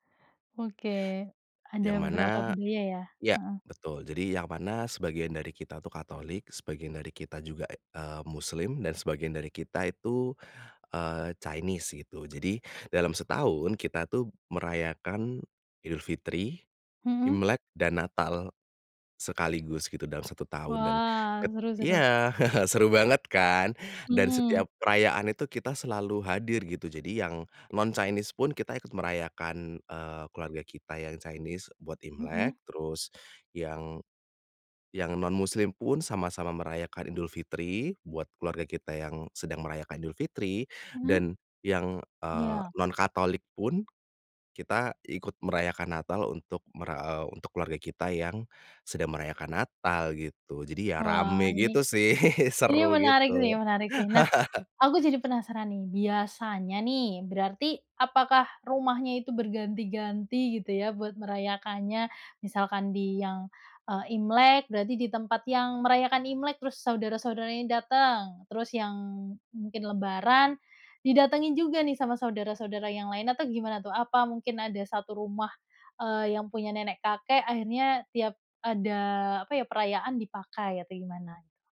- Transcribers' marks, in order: chuckle; laugh
- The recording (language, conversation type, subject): Indonesian, podcast, Bagaimana kamu merayakan dua tradisi yang berbeda dalam satu keluarga?